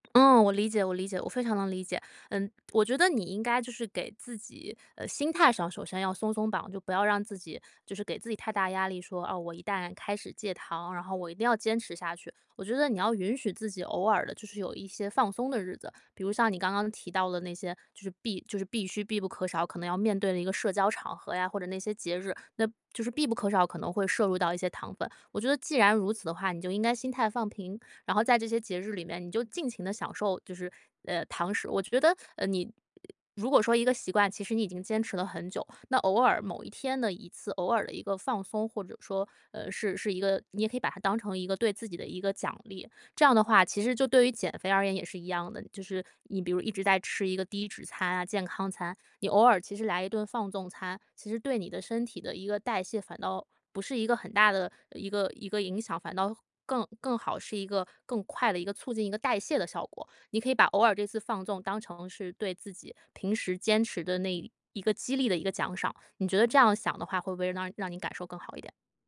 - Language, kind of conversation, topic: Chinese, advice, 我想改掉坏习惯却总是反复复发，该怎么办？
- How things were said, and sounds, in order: other background noise